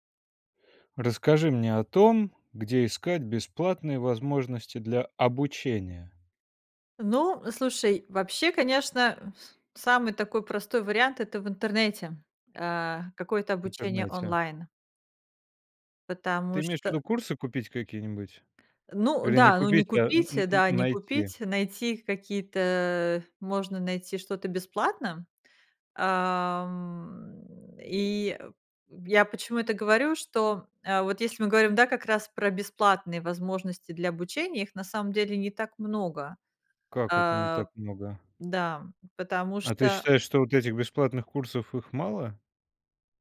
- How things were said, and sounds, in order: none
- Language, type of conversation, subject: Russian, podcast, Где искать бесплатные возможности для обучения?